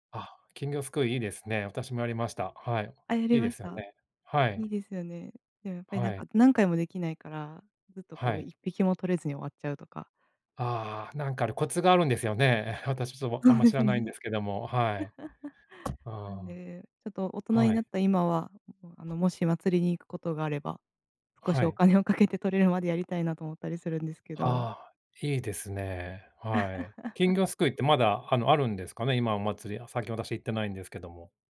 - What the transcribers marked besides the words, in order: other background noise; laughing while speaking: "そうですね"; giggle; laughing while speaking: "かけて"; giggle
- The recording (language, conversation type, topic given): Japanese, unstructured, 祭りに参加した思い出はありますか？
- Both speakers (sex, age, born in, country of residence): female, 30-34, Japan, Japan; male, 45-49, Japan, United States